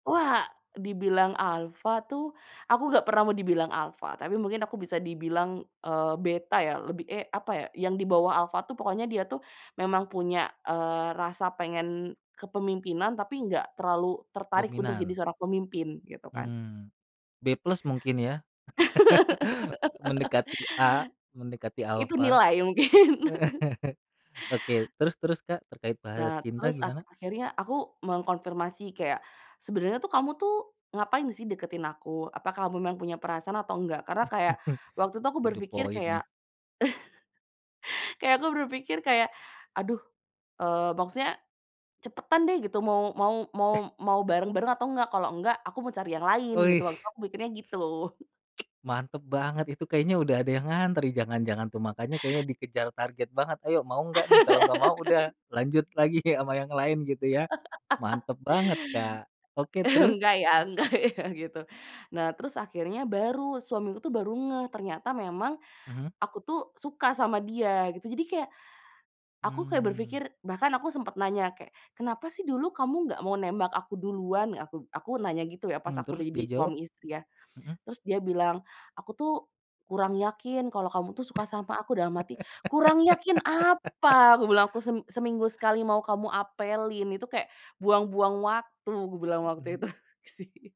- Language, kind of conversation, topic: Indonesian, podcast, Bagaimana cara menyatukan pasangan yang memiliki bahasa cinta berbeda?
- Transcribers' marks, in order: laugh; chuckle; laughing while speaking: "mungkin"; chuckle; in English: "To the point"; chuckle; other background noise; tsk; chuckle; laugh; laughing while speaking: "lagi"; laugh; laughing while speaking: "enggak ya"; laugh; laughing while speaking: "gitu, sih"